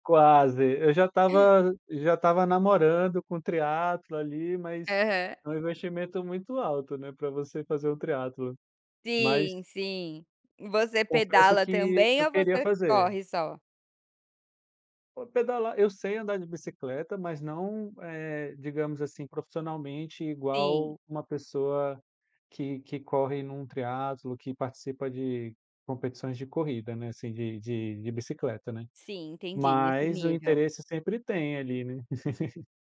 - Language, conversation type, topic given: Portuguese, podcast, Qual hobby te ajuda a desestressar nos fins de semana?
- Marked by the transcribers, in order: other background noise; laugh